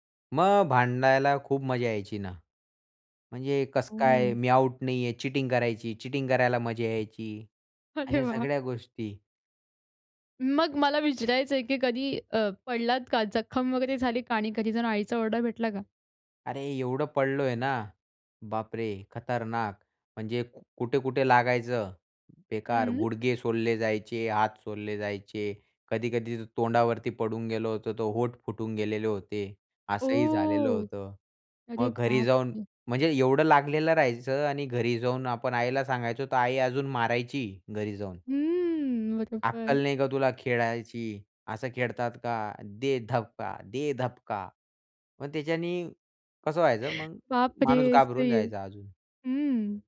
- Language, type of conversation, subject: Marathi, podcast, लहानपणीच्या खेळांचा तुमच्यावर काय परिणाम झाला?
- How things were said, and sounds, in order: other background noise; laughing while speaking: "अरे वाह!"; surprised: "ओह! अरे बाप रे!"; chuckle